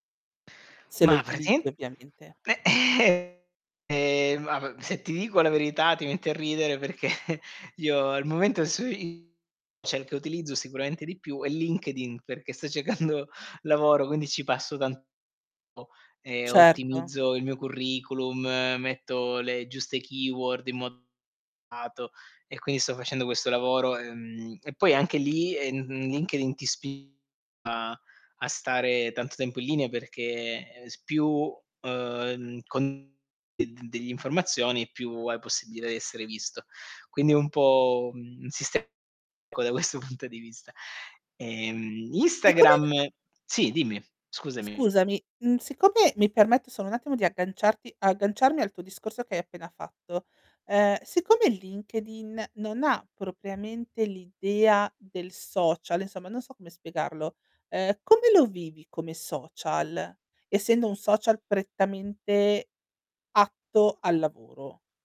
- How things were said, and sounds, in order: distorted speech; drawn out: "ehm"; laughing while speaking: "ehm"; chuckle; laughing while speaking: "cercando"; in English: "keyword"; drawn out: "ehm"; drawn out: "Ehm"; other background noise; tapping
- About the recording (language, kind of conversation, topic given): Italian, podcast, Ti capita di confrontarti con gli altri sui social?